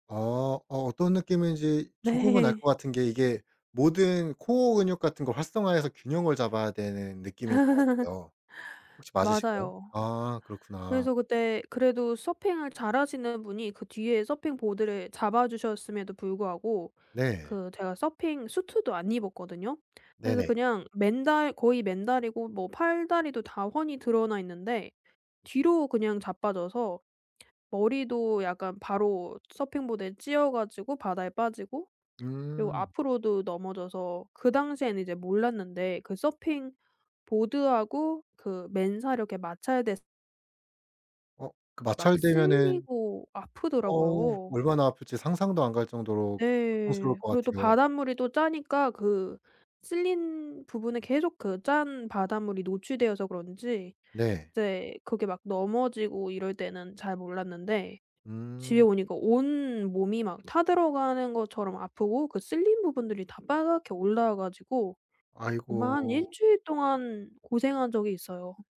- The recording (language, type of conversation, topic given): Korean, podcast, 친구와 여행 갔을 때 웃긴 사고가 있었나요?
- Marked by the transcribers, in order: laughing while speaking: "네"; laugh; other background noise; tapping